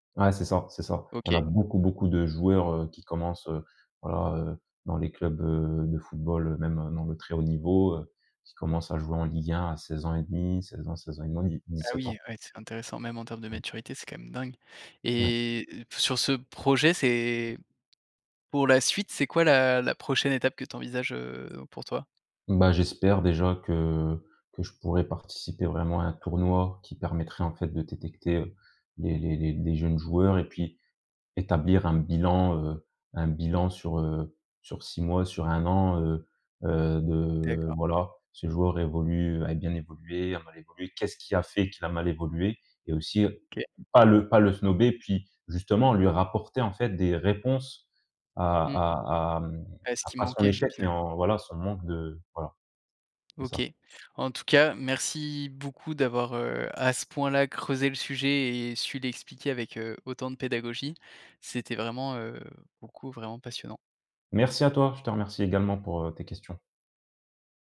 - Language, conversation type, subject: French, podcast, Peux-tu me parler d’un projet qui te passionne en ce moment ?
- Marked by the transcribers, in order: other background noise; stressed: "pas le"